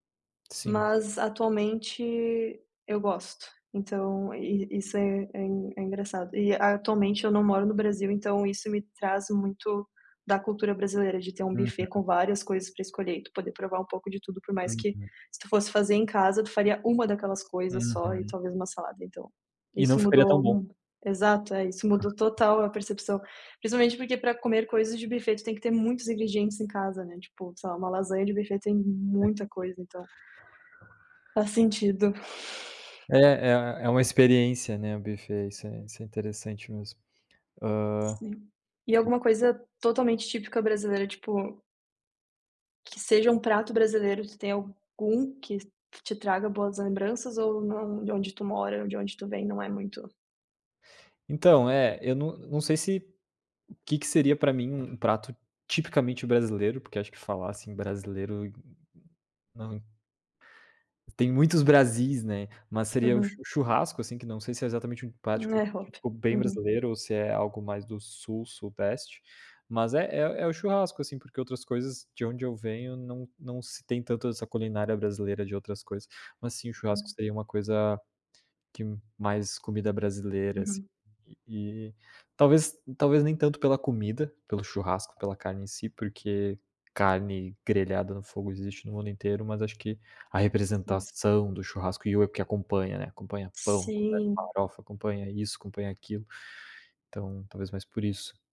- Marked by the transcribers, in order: tapping; other background noise; unintelligible speech; unintelligible speech
- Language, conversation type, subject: Portuguese, unstructured, Qual comida típica da sua cultura traz boas lembranças para você?
- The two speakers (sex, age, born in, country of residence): female, 25-29, Brazil, Italy; male, 25-29, Brazil, Italy